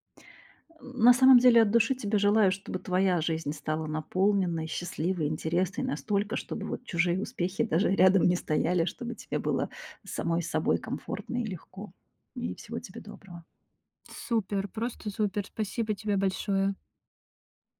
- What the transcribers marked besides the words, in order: tapping
- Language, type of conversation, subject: Russian, advice, Почему я завидую успехам друга в карьере или личной жизни?